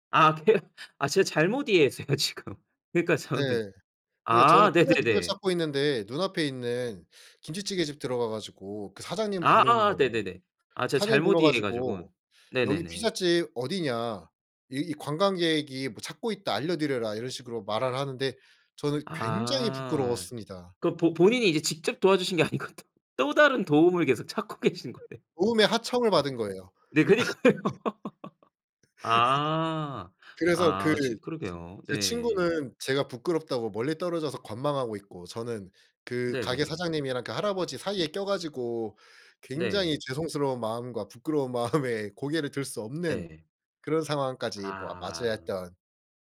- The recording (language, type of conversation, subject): Korean, podcast, 여행 중 길을 잃었을 때 어떻게 해결했나요?
- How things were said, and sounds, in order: laughing while speaking: "이해했어요 지금"; other background noise; laughing while speaking: "아니고 또"; other noise; laughing while speaking: "찾고 계신 거네요"; laugh; unintelligible speech; laugh; laughing while speaking: "그니까요"; laugh; laughing while speaking: "마음에"